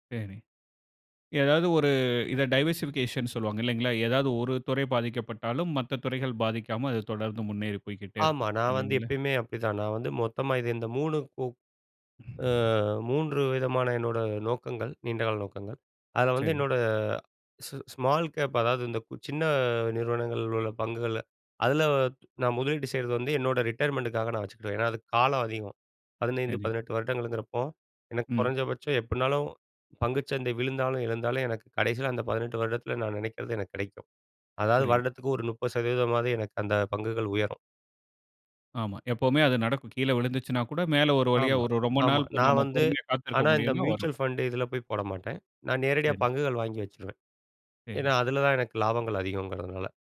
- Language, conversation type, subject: Tamil, podcast, ஒரு நீண்டகால திட்டத்தை தொடர்ந்து செய்ய நீங்கள் உங்களை எப்படி ஊக்கமுடன் வைத்துக்கொள்வீர்கள்?
- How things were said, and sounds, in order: "சரி" said as "சேரி"; in English: "டைவர்சிவ்கேஷன்னு"; "இல்லீங்களா?" said as "இல்லீங்கள?"; drawn out: "அ"; other noise; in English: "ரிட்டயர்மென்ட்டுக்காக"; in English: "மியூச்சுவல் ஃபண்ட்"; other background noise